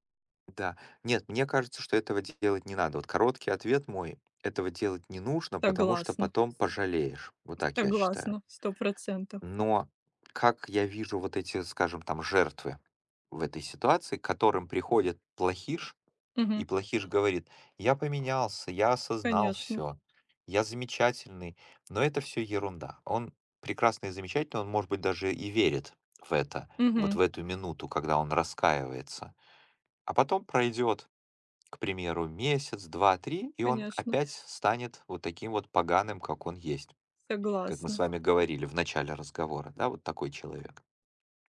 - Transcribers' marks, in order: other background noise; background speech; tapping
- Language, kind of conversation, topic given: Russian, unstructured, Как ты думаешь, почему люди расстаются?